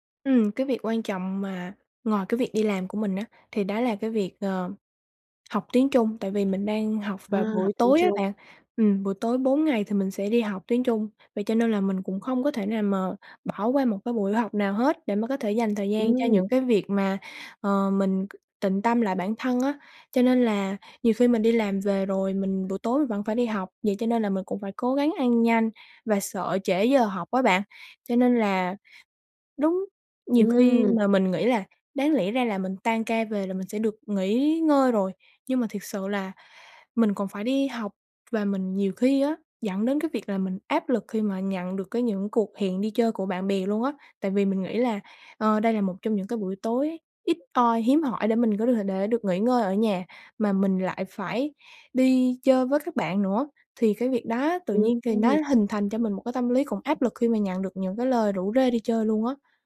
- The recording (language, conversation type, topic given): Vietnamese, advice, Làm sao để không còn cảm thấy vội vàng và thiếu thời gian vào mỗi buổi sáng?
- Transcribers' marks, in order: tapping; other background noise